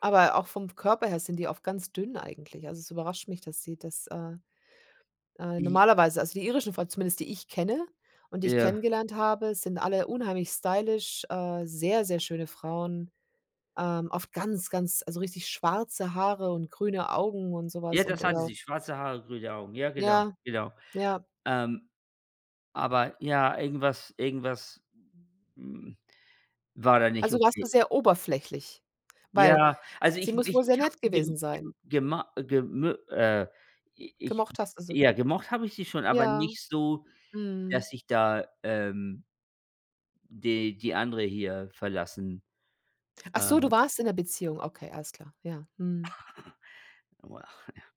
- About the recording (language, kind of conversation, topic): German, unstructured, Findest du, dass Geld ein Tabuthema ist, und warum oder warum nicht?
- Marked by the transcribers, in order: chuckle